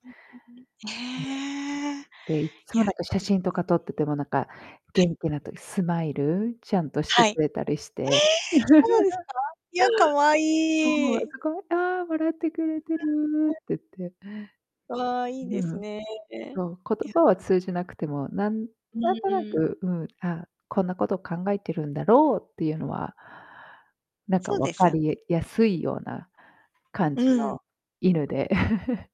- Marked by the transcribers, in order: drawn out: "ええ"; distorted speech; giggle; drawn out: "可愛い"; unintelligible speech; giggle
- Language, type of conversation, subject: Japanese, unstructured, ペットが言葉を話せるとしたら、何を聞きたいですか？